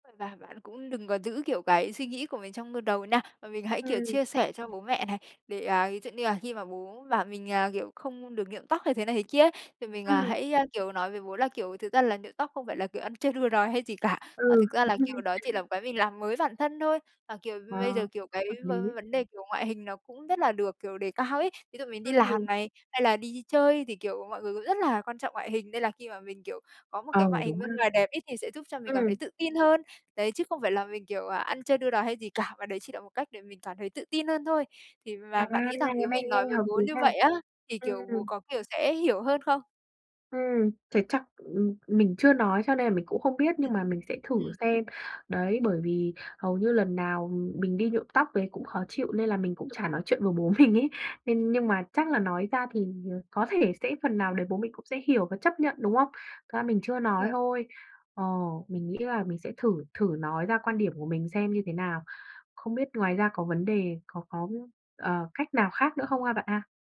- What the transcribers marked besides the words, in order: tapping; other background noise; laughing while speaking: "bố mình"
- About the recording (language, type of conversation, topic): Vietnamese, advice, Làm thế nào để dung hòa giữa truyền thống gia đình và mong muốn của bản thân?